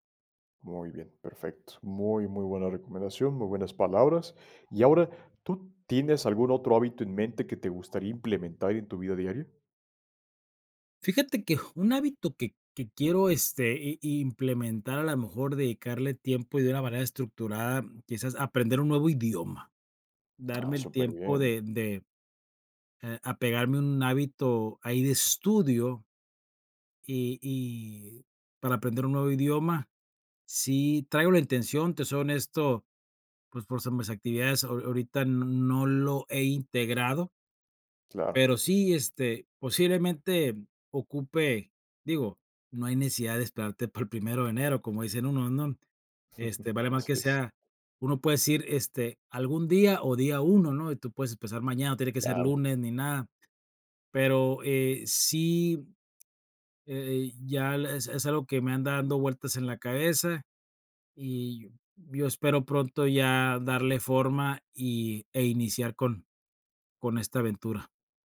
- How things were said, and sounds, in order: other background noise; laughing while speaking: "para"; tapping; laughing while speaking: "Así es"
- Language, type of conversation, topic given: Spanish, podcast, ¿Qué hábito te ayuda a crecer cada día?